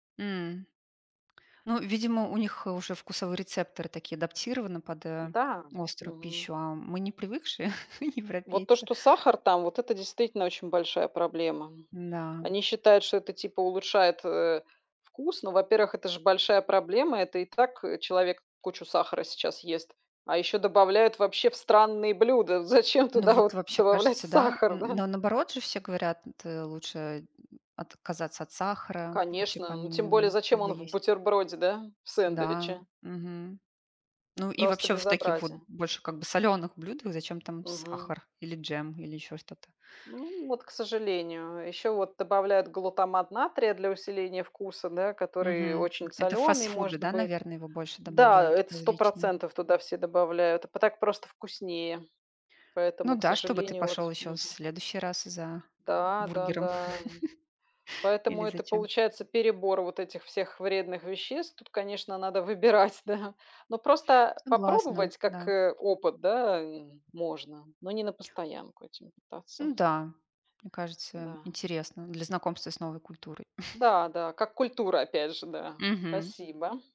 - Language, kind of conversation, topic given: Russian, unstructured, Как лучше всего знакомиться с местной культурой во время путешествия?
- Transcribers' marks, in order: tapping; chuckle; chuckle; laughing while speaking: "выбирать"; chuckle